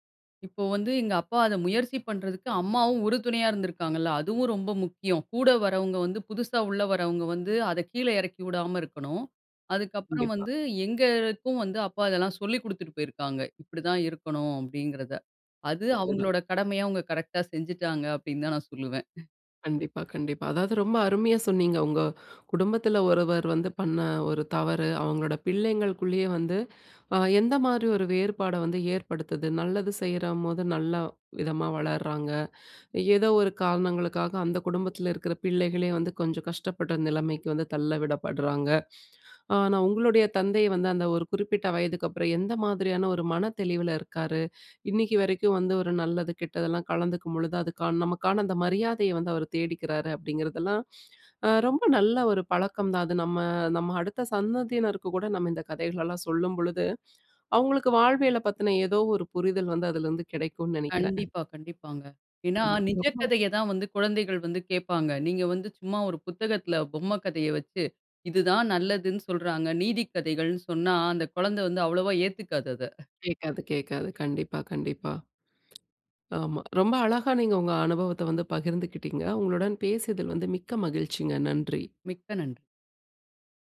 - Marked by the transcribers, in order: other background noise; chuckle; other noise
- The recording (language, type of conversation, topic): Tamil, podcast, உங்கள் முன்னோர்களிடமிருந்து தலைமுறைதோறும் சொல்லிக்கொண்டிருக்கப்படும் முக்கியமான கதை அல்லது வாழ்க்கைப் பாடம் எது?